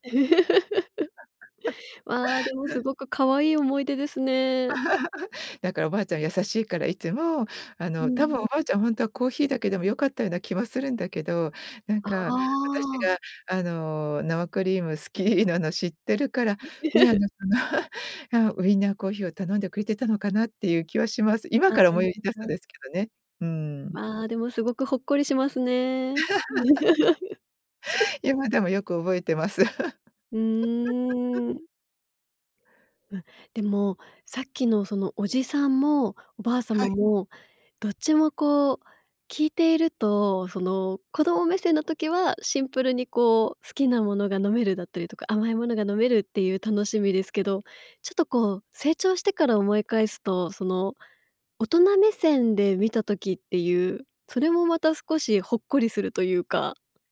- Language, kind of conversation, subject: Japanese, podcast, 子どもの頃にほっとする味として思い出すのは何ですか？
- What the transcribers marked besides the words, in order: laugh; laugh; laughing while speaking: "好き"; laugh; chuckle; laugh; chuckle; laugh